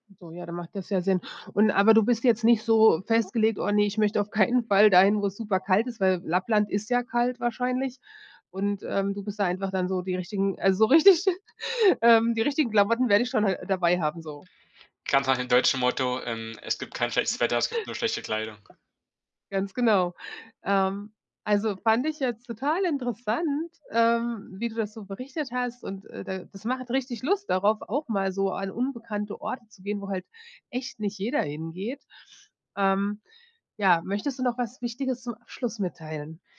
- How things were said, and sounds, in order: laughing while speaking: "keinen"; laughing while speaking: "so richtig"; giggle; joyful: "total interessant"
- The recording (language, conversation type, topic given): German, podcast, Wer hat dir einen Ort gezeigt, den sonst niemand kennt?